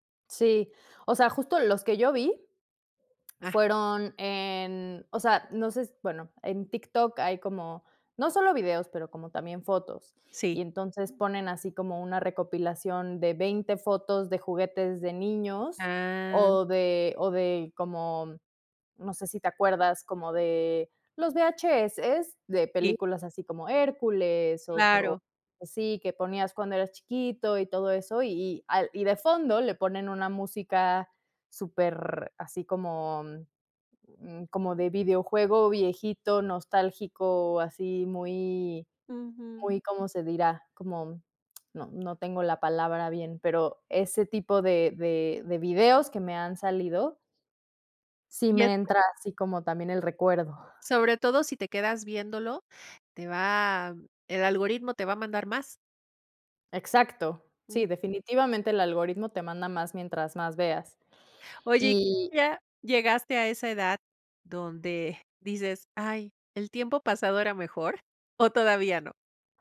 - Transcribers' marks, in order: other background noise; giggle
- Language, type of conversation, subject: Spanish, podcast, ¿Cómo influye la nostalgia en ti al volver a ver algo antiguo?